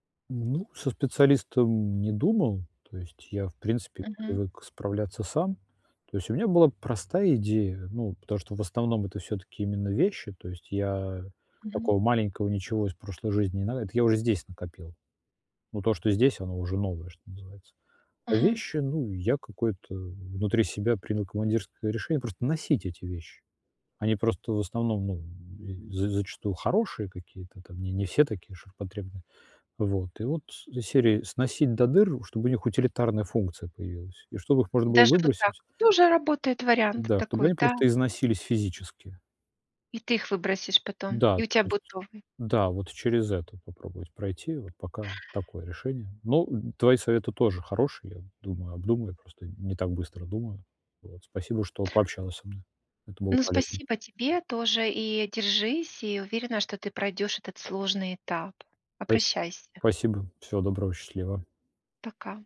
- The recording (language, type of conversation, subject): Russian, advice, Как отпустить эмоциональную привязанность к вещам без чувства вины?
- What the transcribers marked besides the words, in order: other background noise; tapping; unintelligible speech